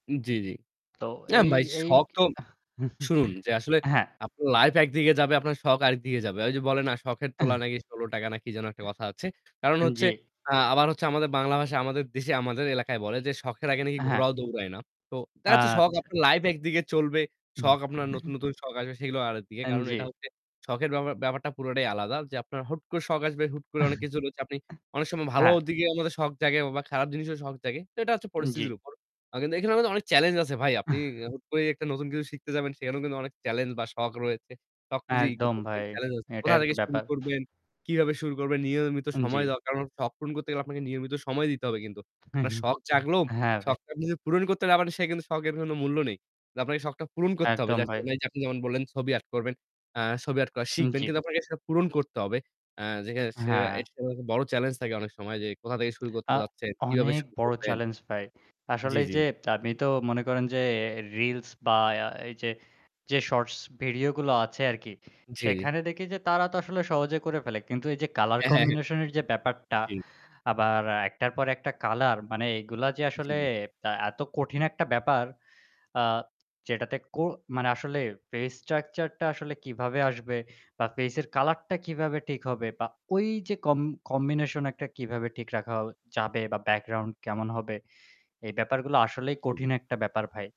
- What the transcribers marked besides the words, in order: static; laugh; throat clearing; other background noise; tapping; chuckle; chuckle; unintelligible speech; unintelligible speech; horn; drawn out: "অনেক"; drawn out: "ওই"
- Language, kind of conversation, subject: Bengali, unstructured, আপনি কীভাবে একটি নতুন শখ শুরু করতে পারেন?